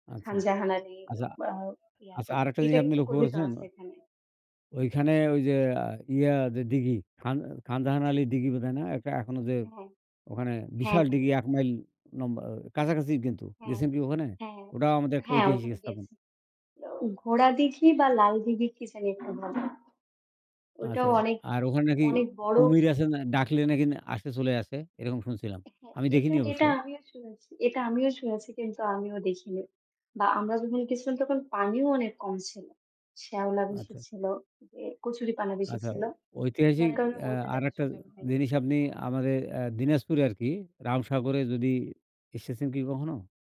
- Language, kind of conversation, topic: Bengali, unstructured, বিশ্বের কোন ঐতিহাসিক স্থলটি আপনার কাছে সবচেয়ে আকর্ষণীয়?
- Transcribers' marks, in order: other background noise